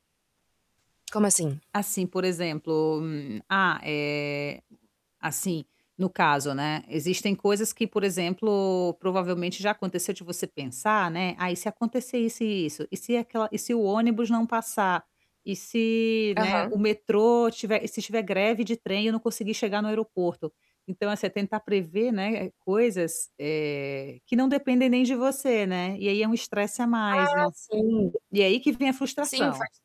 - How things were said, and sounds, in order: static; tapping; distorted speech
- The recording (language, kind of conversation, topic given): Portuguese, advice, Como posso lidar com a ansiedade ao viajar para destinos desconhecidos?